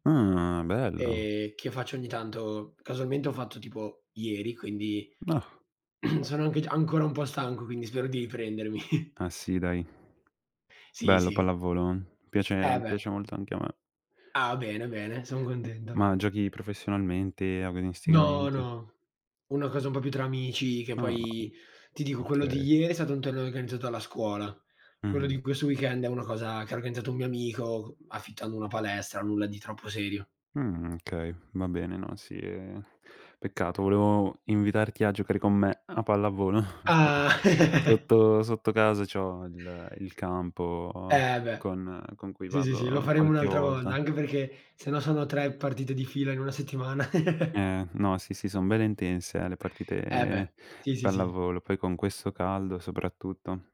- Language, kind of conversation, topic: Italian, unstructured, Qual è il ricordo più felice legato a uno sport che hai praticato?
- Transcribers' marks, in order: throat clearing; chuckle; tapping; other background noise; in English: "weekend"; chuckle; chuckle